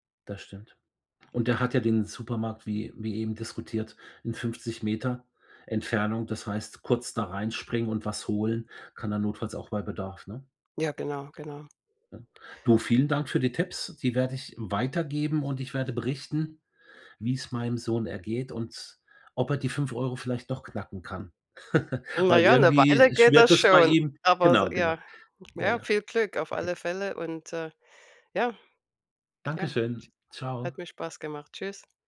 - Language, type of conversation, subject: German, advice, Wie kann ich mit wenig Geld gesunde Lebensmittel einkaufen?
- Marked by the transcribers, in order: chuckle